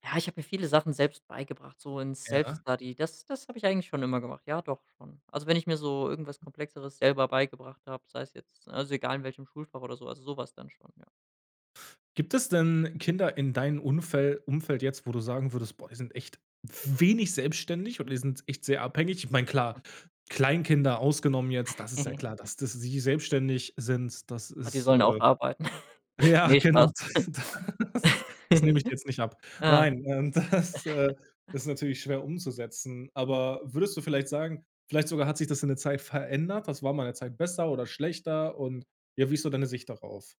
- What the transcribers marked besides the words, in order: in English: "Self-Study"; other background noise; stressed: "wenig"; other noise; giggle; laughing while speaking: "ja, genau. Das"; giggle; laughing while speaking: "und das"; chuckle; giggle
- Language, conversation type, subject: German, podcast, Was hilft Kindern dabei, selbstständig zu werden?